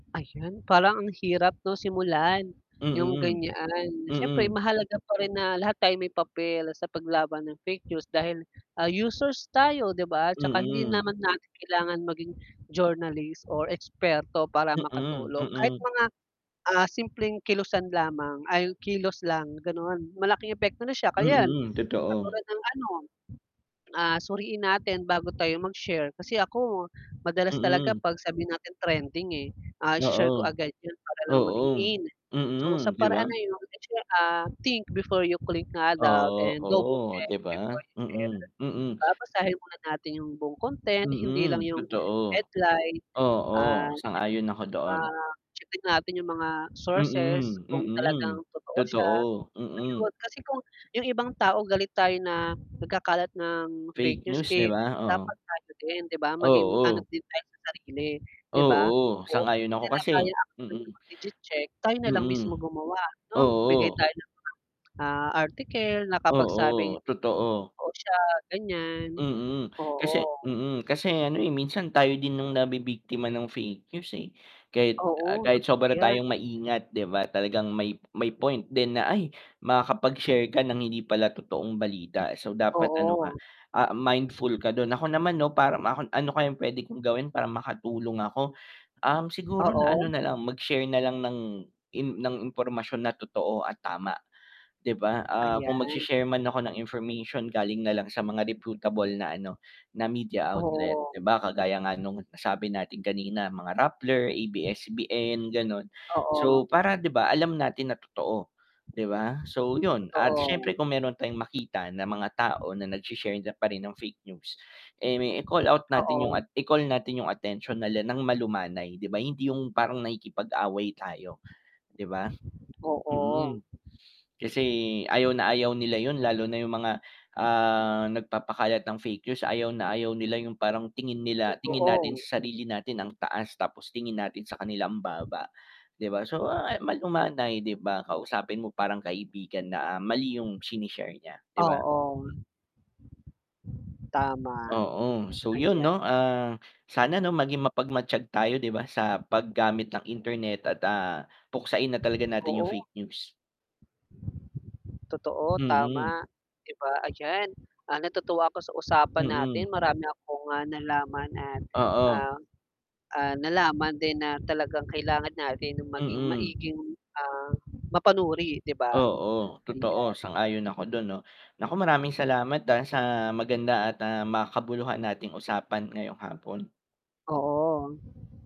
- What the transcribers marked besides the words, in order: wind; static; in English: "think before you click"; in English: "double check before you share"; unintelligible speech; distorted speech
- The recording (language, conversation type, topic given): Filipino, unstructured, Ano ang palagay mo sa pagdami ng huwad na balita sa internet?